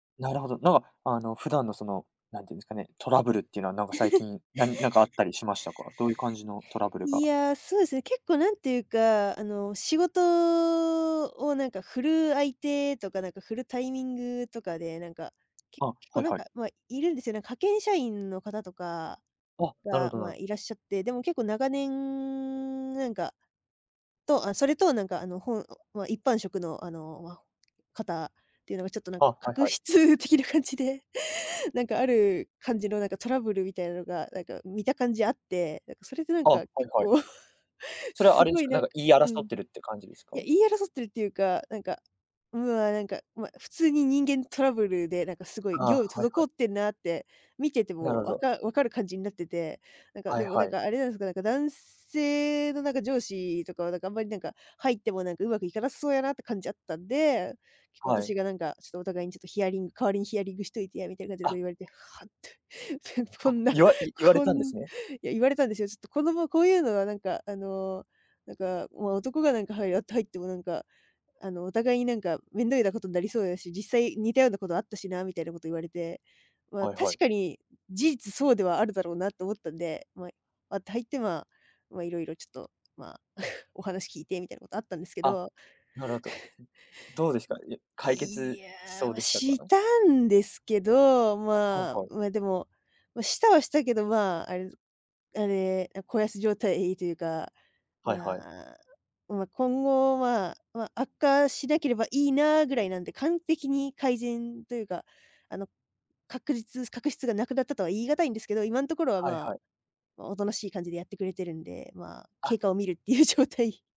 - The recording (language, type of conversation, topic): Japanese, podcast, ストレスが溜まったとき、どう対処していますか？
- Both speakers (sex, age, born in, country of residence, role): female, 20-24, Japan, Japan, guest; male, 20-24, United States, Japan, host
- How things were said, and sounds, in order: tapping; laugh; other background noise; laughing while speaking: "確執的な感じで"; laughing while speaking: "結構すごいなんか"; scoff; laughing while speaking: "見るっていう状態"